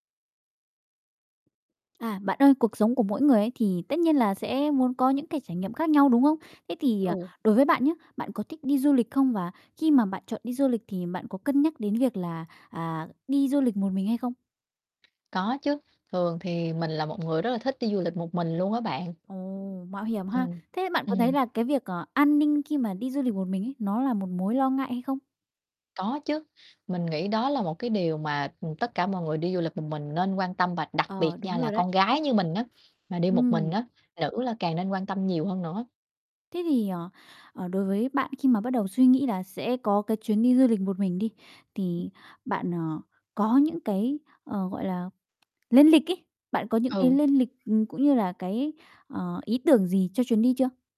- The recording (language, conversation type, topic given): Vietnamese, podcast, Bạn cân nhắc an toàn cá nhân như thế nào khi đi du lịch một mình?
- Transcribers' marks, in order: tapping; static; other noise